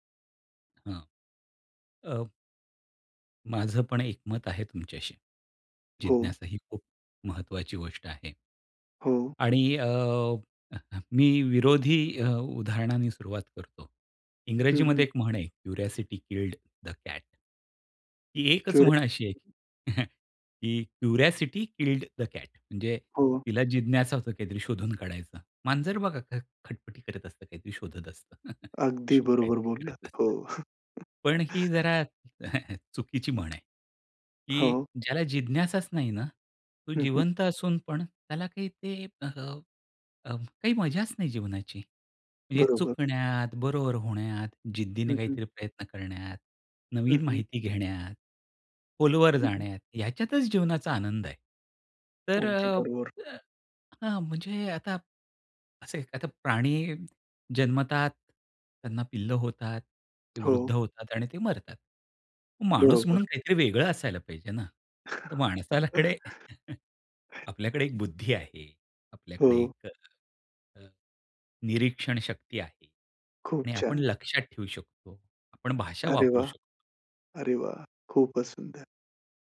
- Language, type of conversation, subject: Marathi, podcast, तुमची जिज्ञासा कायम जागृत कशी ठेवता?
- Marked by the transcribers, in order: tapping; in English: "क्युरिओसिटी किल्ड द कॅट"; other background noise; chuckle; in English: "क्युरिओसिटी किल्ड द कॅट"; chuckle; chuckle; chuckle